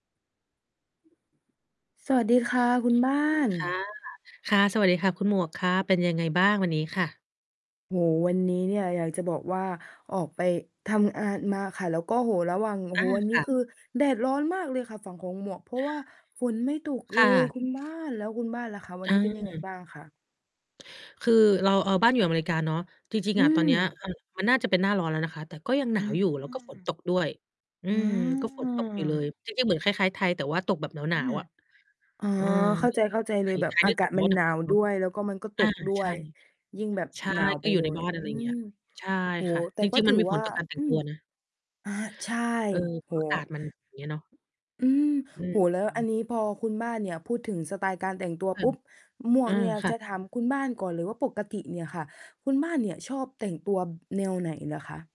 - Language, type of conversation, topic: Thai, unstructured, คุณคิดว่าการแต่งตัวสามารถบอกอะไรเกี่ยวกับตัวคุณได้บ้าง?
- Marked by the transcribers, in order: other background noise; static; distorted speech; other noise; tapping